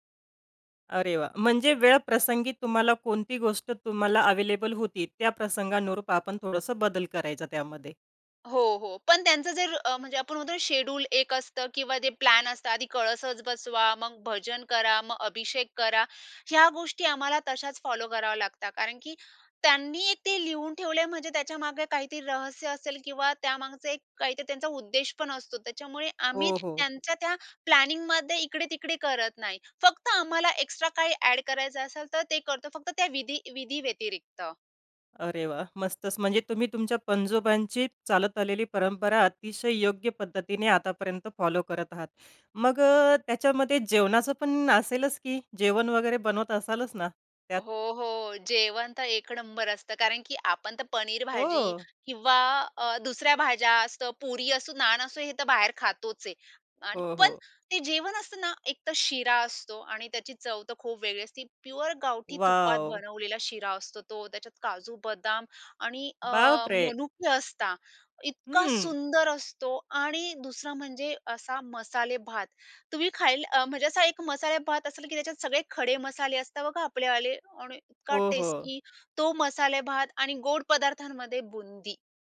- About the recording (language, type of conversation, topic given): Marathi, podcast, तुमच्या घरात पिढ्यानपिढ्या चालत आलेली कोणती परंपरा आहे?
- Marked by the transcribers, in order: in English: "शेड्युल"; in English: "फॉलो"; in English: "ॲड"; in English: "फॉलो"